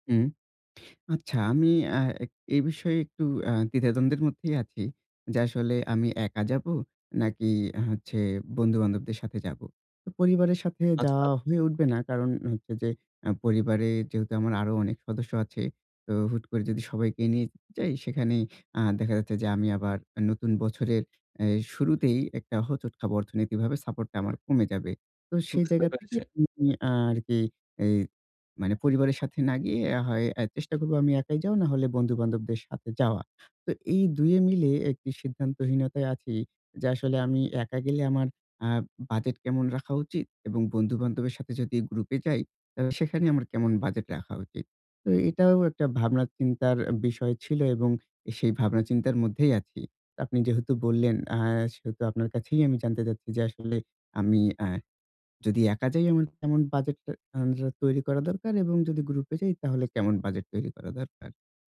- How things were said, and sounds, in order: tapping; other background noise
- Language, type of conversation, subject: Bengali, advice, ভ্রমণের জন্য বাস্তবসম্মত বাজেট কীভাবে তৈরি ও খরচ পরিচালনা করবেন?